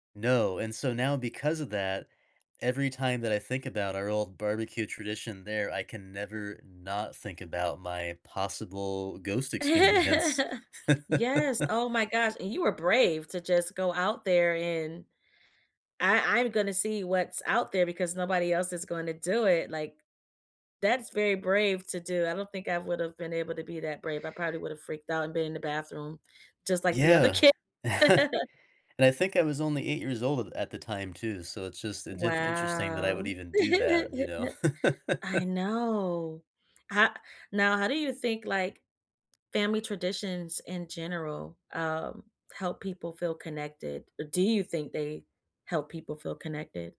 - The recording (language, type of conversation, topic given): English, unstructured, What is a favorite family tradition you remember from growing up?
- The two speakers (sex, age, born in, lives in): female, 40-44, United States, United States; male, 35-39, United States, United States
- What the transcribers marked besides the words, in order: laugh; laughing while speaking: "experience"; laugh; tapping; chuckle; laugh; drawn out: "Wow"; laugh; laugh